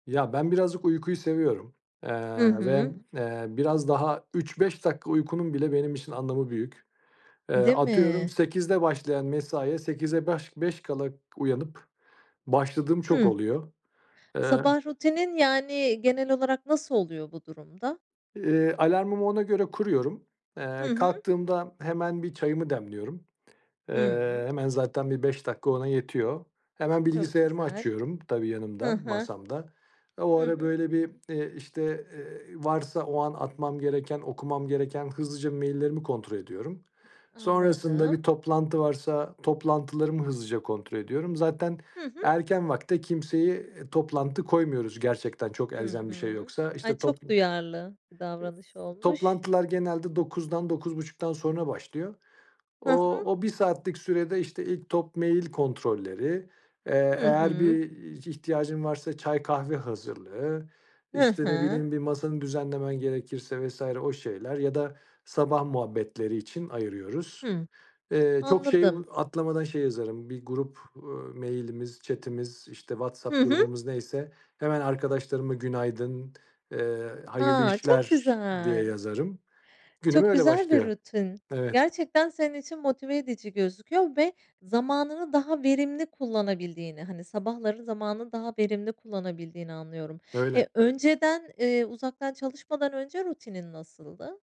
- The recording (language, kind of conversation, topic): Turkish, podcast, Uzaktan çalışmanın yaygınlaşmasıyla alışkanlıklarımız sence nasıl değişti?
- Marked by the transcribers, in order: other background noise; tapping